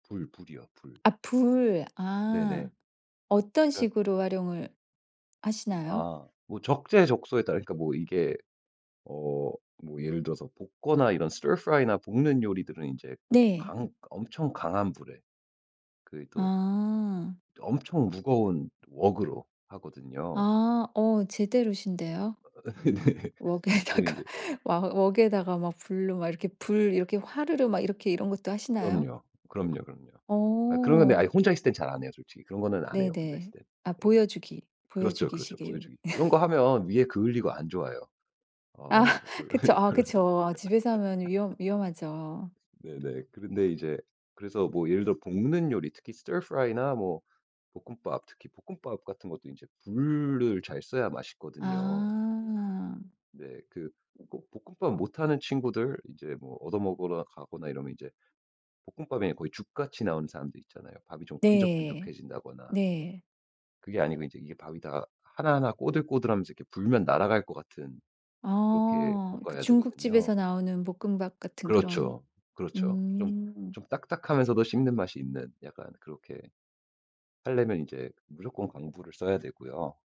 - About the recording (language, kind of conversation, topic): Korean, podcast, 냉장고에 남은 재료로 무엇을 만들 수 있을까요?
- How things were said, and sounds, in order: put-on voice: "stir fry나"; in English: "stir fry나"; laughing while speaking: "네"; laughing while speaking: "웍에다가"; other background noise; laugh; laugh; laughing while speaking: "별로예요. 별로"; laugh; put-on voice: "stir fry나"; in English: "stir fry나"